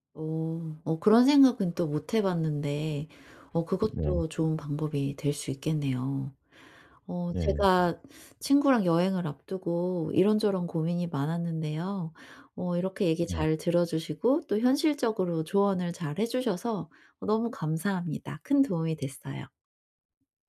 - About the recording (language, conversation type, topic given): Korean, advice, 여행 예산을 정하고 예상 비용을 지키는 방법
- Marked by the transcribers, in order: other background noise